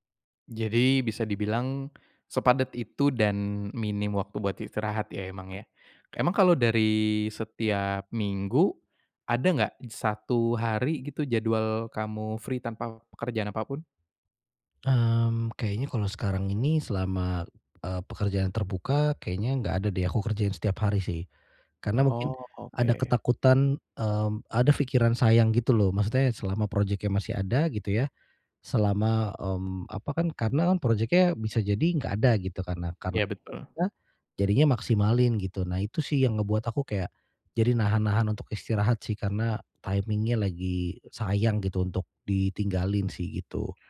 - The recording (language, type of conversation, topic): Indonesian, advice, Bagaimana cara menemukan keseimbangan yang sehat antara pekerjaan dan waktu istirahat setiap hari?
- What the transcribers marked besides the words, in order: in English: "free"; tapping; in English: "timing-nya"